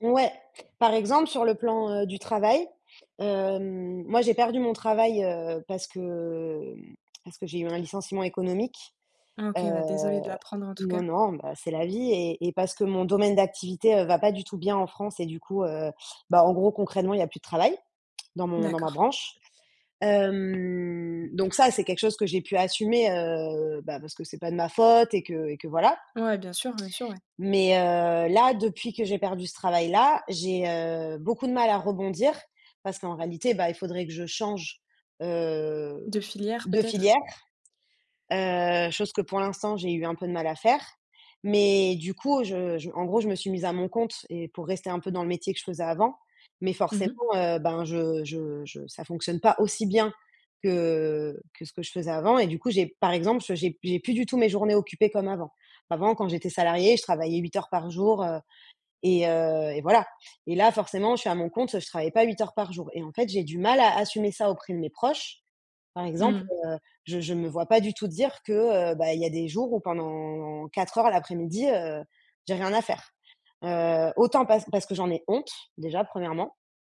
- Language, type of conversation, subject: French, advice, Pourquoi ai-je l’impression de devoir afficher une vie parfaite en public ?
- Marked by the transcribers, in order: tapping; drawn out: "hem"; stressed: "faute"